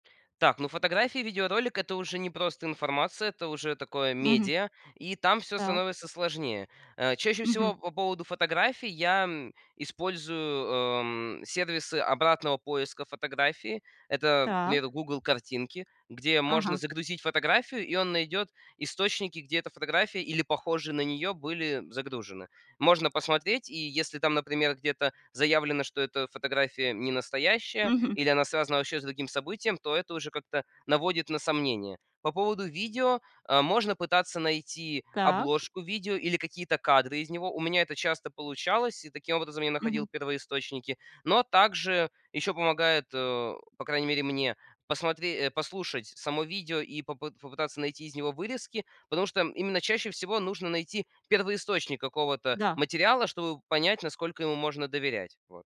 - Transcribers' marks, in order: none
- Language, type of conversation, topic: Russian, podcast, Как вы проверяете, правдива ли информация в интернете?